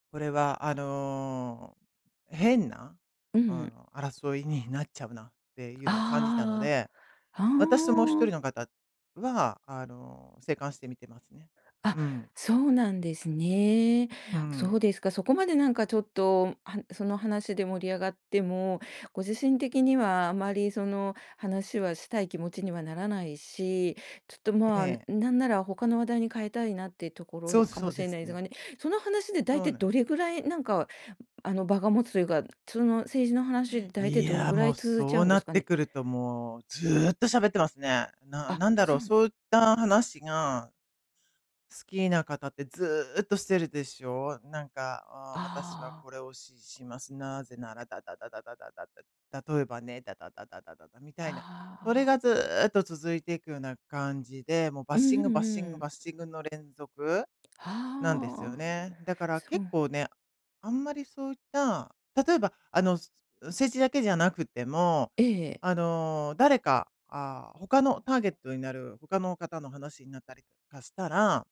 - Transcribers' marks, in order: tapping
- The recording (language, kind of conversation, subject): Japanese, advice, どうすればグループでの会話に自然に参加できますか?